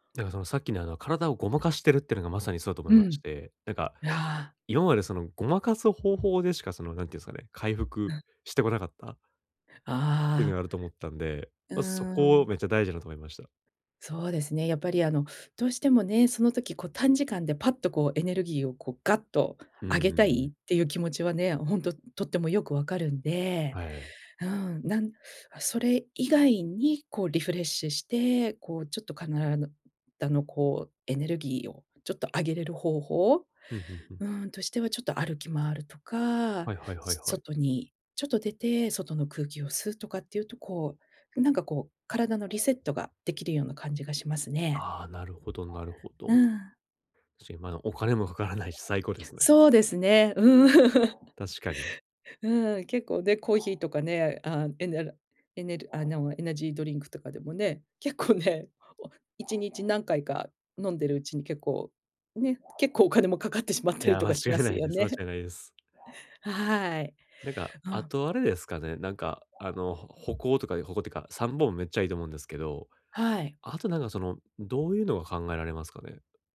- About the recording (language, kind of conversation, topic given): Japanese, advice, 短時間で元気を取り戻すにはどうすればいいですか？
- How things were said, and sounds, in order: unintelligible speech; chuckle; laughing while speaking: "結構ね"; laughing while speaking: "結構お金もかかってしまったりとかしますよね"; laughing while speaking: "間違いないです"; other noise